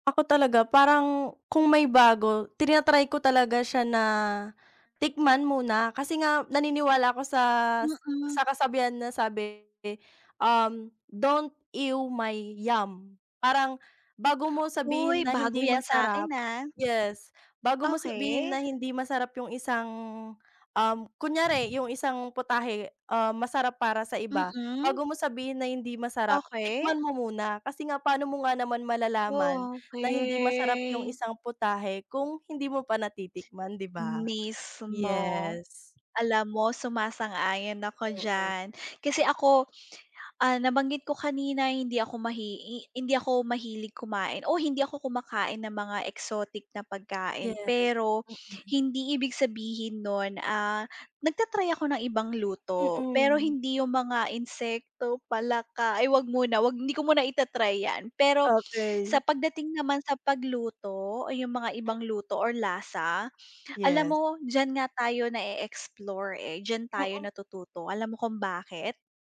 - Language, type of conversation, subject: Filipino, unstructured, Ano ang pinakakakaibang lasa na naranasan mo sa pagkain?
- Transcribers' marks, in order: other background noise; fan; drawn out: "okey"